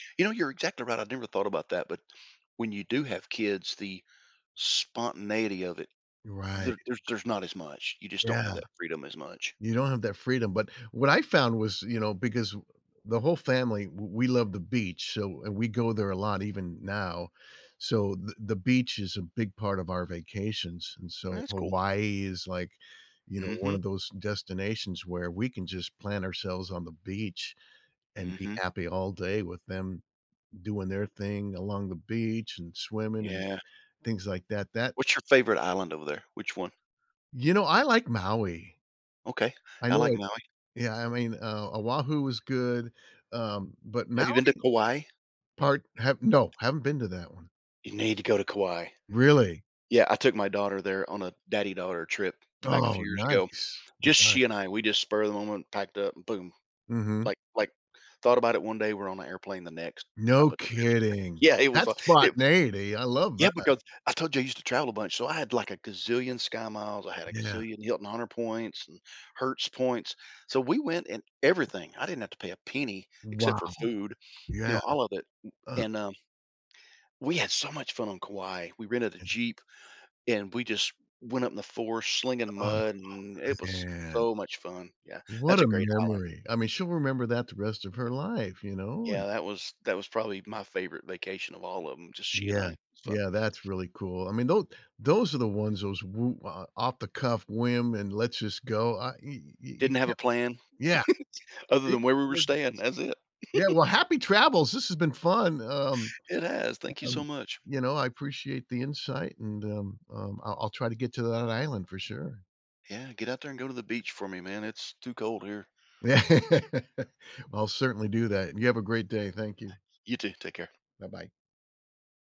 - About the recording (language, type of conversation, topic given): English, unstructured, How should I choose famous sights versus exploring off the beaten path?
- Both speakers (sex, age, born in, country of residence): male, 60-64, United States, United States; male, 65-69, United States, United States
- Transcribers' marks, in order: other background noise; tapping; giggle; giggle; laughing while speaking: "Yeah"